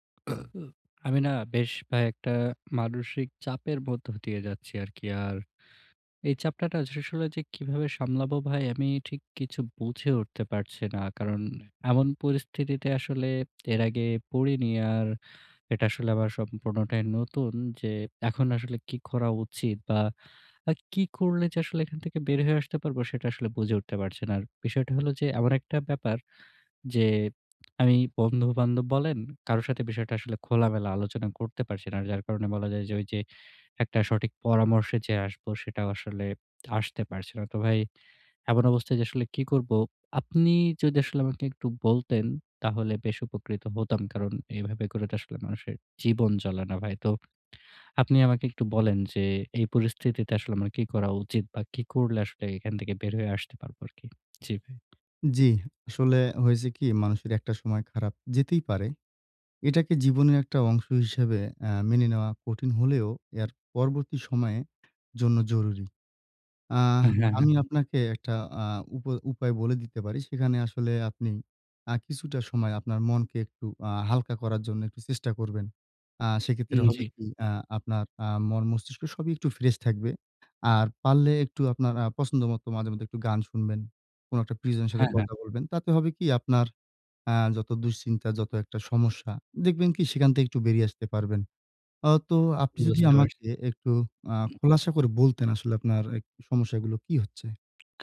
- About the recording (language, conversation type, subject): Bengali, advice, আমি ব্যর্থতার পর আবার চেষ্টা করার সাহস কীভাবে জোগাড় করব?
- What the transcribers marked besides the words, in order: hiccup; "চাপটা" said as "চাপটাটা"